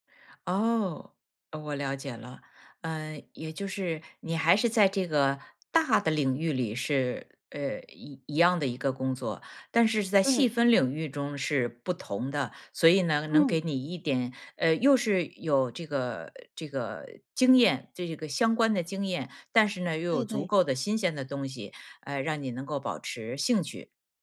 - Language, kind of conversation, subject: Chinese, podcast, 你是怎么保持长期热情不退的？
- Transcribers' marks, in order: none